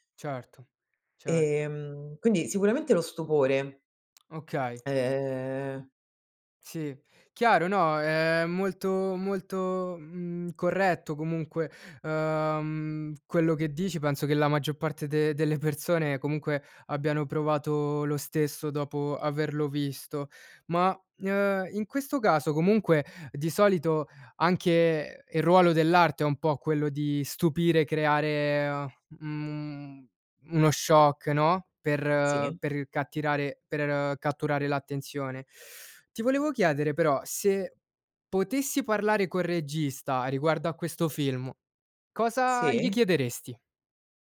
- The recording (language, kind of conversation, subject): Italian, podcast, Qual è un film che ti ha cambiato la prospettiva sulla vita?
- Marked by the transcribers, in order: tapping